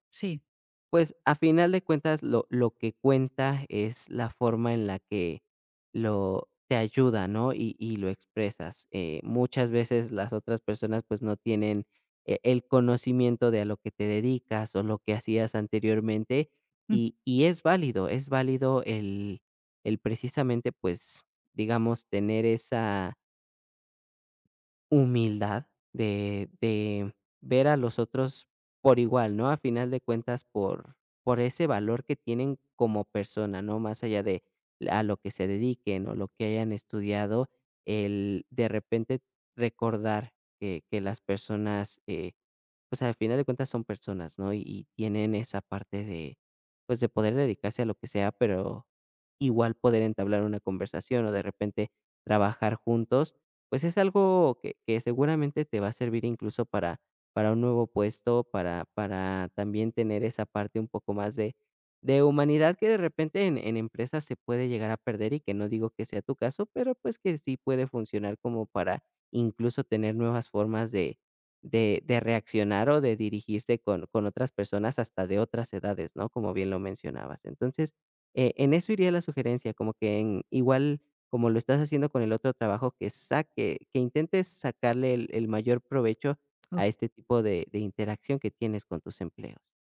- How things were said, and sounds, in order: unintelligible speech
- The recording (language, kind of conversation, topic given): Spanish, advice, Miedo a dejar una vida conocida